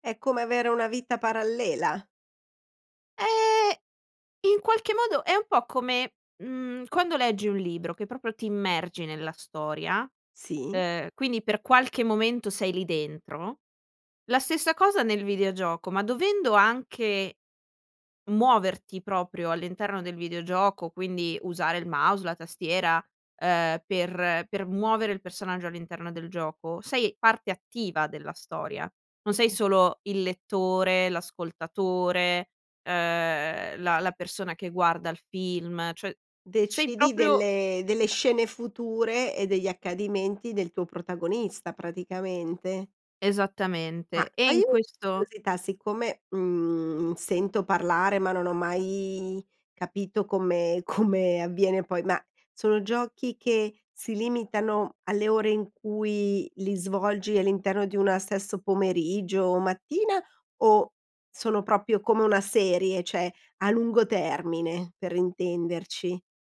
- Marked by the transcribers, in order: "proprio" said as "propio"; other background noise; tapping; laughing while speaking: "come"; "proprio" said as "propio"; "cioè" said as "ceh"
- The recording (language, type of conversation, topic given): Italian, podcast, Raccontami di un hobby che ti fa perdere la nozione del tempo?